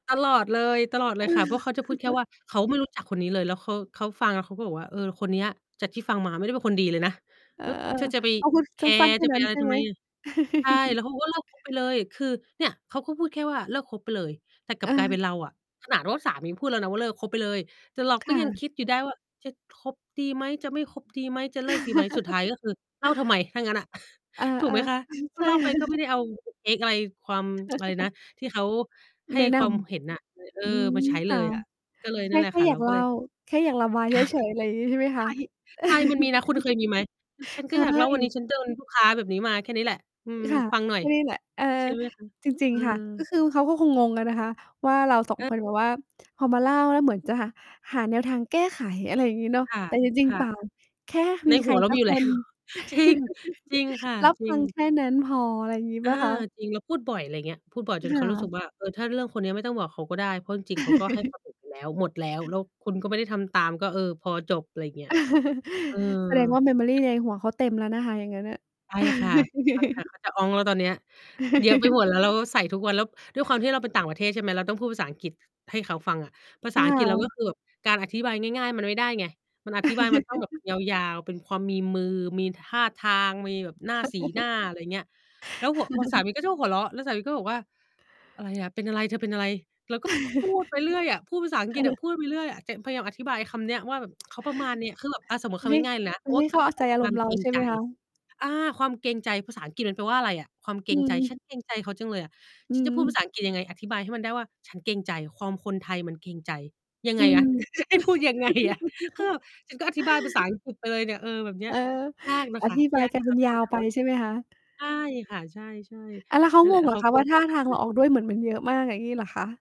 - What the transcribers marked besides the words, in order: chuckle; chuckle; distorted speech; tapping; chuckle; chuckle; laughing while speaking: "ใช่แล้ว"; chuckle; other background noise; in English: "เทก"; chuckle; tsk; laughing while speaking: "ใช่ ใช่"; laugh; mechanical hum; laughing while speaking: "แล้ว"; laugh; laugh; laugh; in English: "memory"; laugh; laugh; chuckle; laugh; laughing while speaking: "เออ"; tsk; laugh; laughing while speaking: "ให้พูดยังไงอะ"; laugh
- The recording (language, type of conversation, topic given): Thai, unstructured, อะไรคือสิ่งที่ทำให้ความรักยืนยาว?